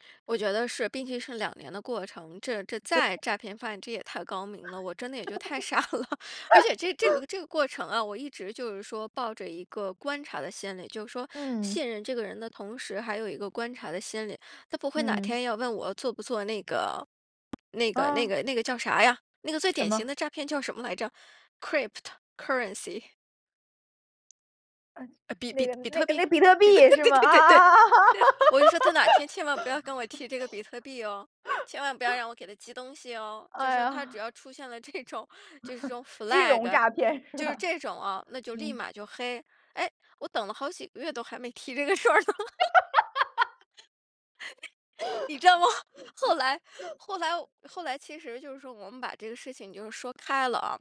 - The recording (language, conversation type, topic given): Chinese, podcast, 做决定时你更相信直觉还是更依赖数据？
- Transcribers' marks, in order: laugh; laughing while speaking: "太傻了"; other background noise; in English: "cryptocurrency"; joyful: "那比特币也是吗？"; laughing while speaking: "比特 对 对 对 对"; laugh; laughing while speaking: "啊？"; laugh; chuckle; laughing while speaking: "这种"; laughing while speaking: "是吧？"; in English: "flag"; laughing while speaking: "事儿呢。你知道吗，后来"